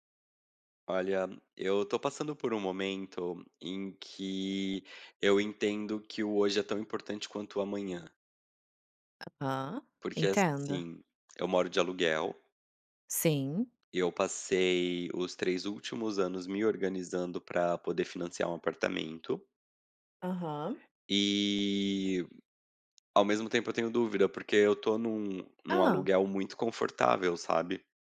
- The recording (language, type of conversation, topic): Portuguese, advice, Devo comprar uma casa própria ou continuar morando de aluguel?
- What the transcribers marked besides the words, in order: tapping